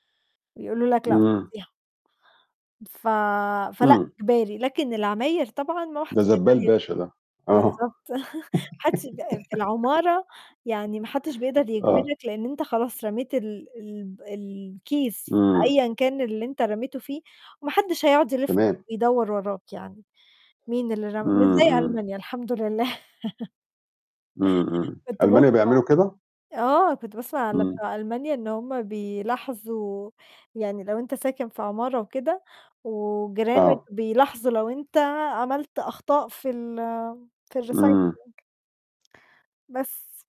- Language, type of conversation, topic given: Arabic, unstructured, إزاي نقدر نقلل التلوث في مدينتنا بشكل فعّال؟
- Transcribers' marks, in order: distorted speech; chuckle; giggle; laughing while speaking: "الحمد لله"; laugh; in English: "الrecycling"